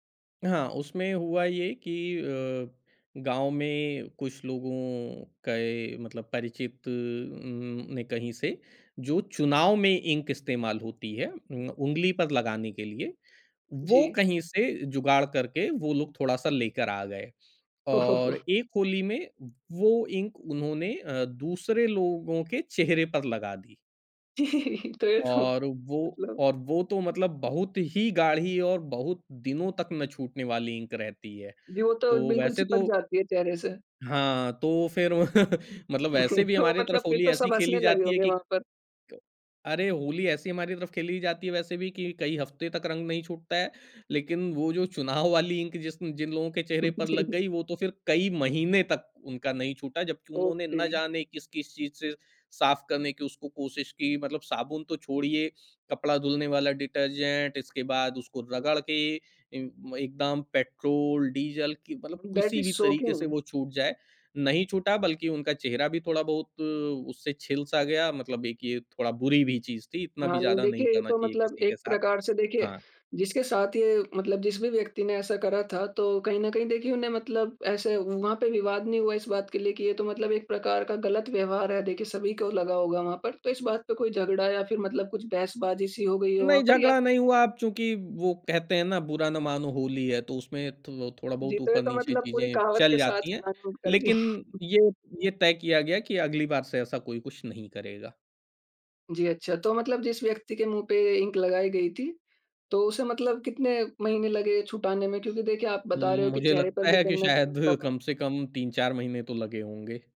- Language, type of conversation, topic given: Hindi, podcast, कौन-सा त्योहार आपको सबसे ज़्यादा अपनापन महसूस कराता है?
- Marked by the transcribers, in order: in English: "इंक"; chuckle; in English: "इंक"; laughing while speaking: "जी, तो ये तो मतलब"; chuckle; in English: "इंक"; laughing while speaking: "जी"; in English: "डिटर्जेंट"; in English: "दैट इज शॉकिंग"; in English: "प्लान"; unintelligible speech; laughing while speaking: "दी"; in English: "इंक"